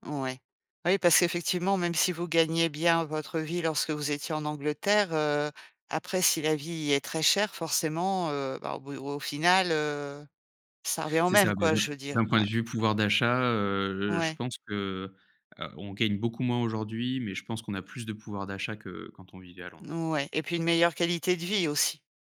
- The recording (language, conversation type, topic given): French, podcast, Comment la nature t’aide-t-elle à relativiser les soucis du quotidien ?
- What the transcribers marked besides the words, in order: none